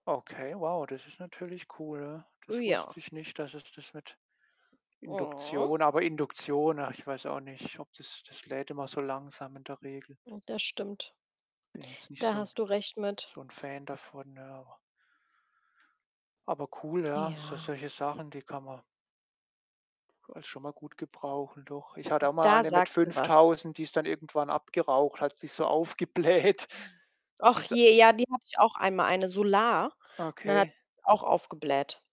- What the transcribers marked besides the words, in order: other background noise; laughing while speaking: "aufgebläht"; background speech; distorted speech
- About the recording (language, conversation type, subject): German, unstructured, Was war das ungewöhnlichste Hobby, das du je hattest?